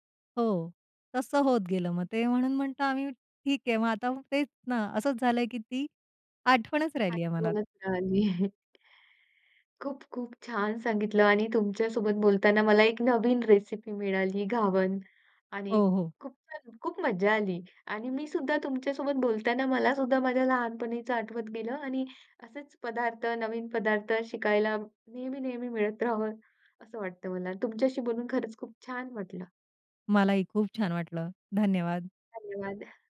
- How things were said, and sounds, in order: chuckle
- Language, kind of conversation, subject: Marathi, podcast, लहानपणीची आठवण जागवणारे कोणते खाद्यपदार्थ तुम्हाला लगेच आठवतात?